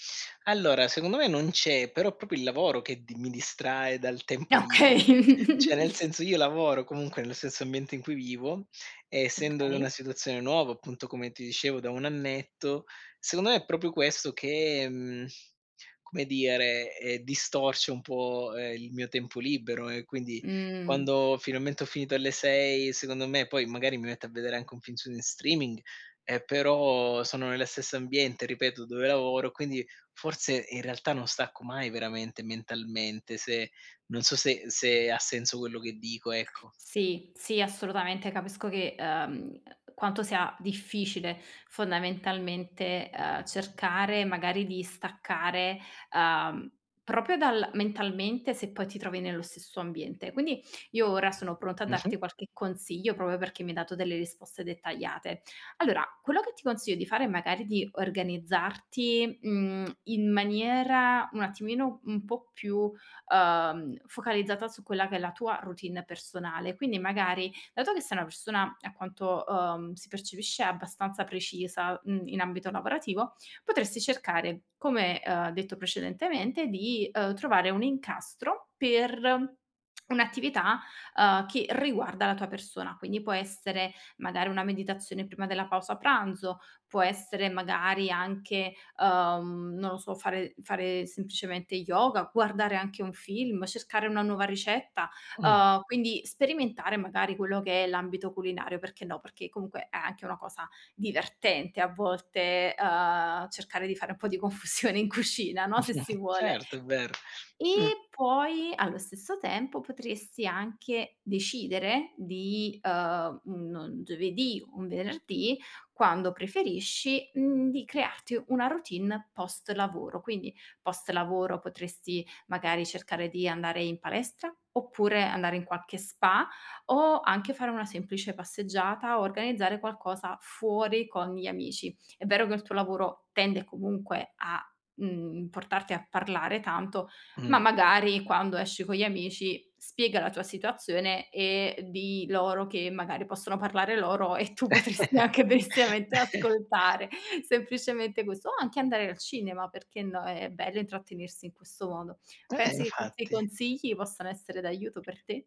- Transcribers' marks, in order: "proprio" said as "propio"; laughing while speaking: "Okay"; "cioè" said as "ceh"; chuckle; "proprio" said as "propio"; "finalmente" said as "finammente"; tapping; "proprio" said as "propio"; "proprio" said as "propio"; tongue click; chuckle; laughing while speaking: "confusione in cucina"; laughing while speaking: "potresti anche benissiamente ascoltare"; chuckle; "questi" said as "quozzi"
- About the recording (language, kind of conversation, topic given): Italian, advice, Come posso riuscire a staccare e rilassarmi quando sono a casa?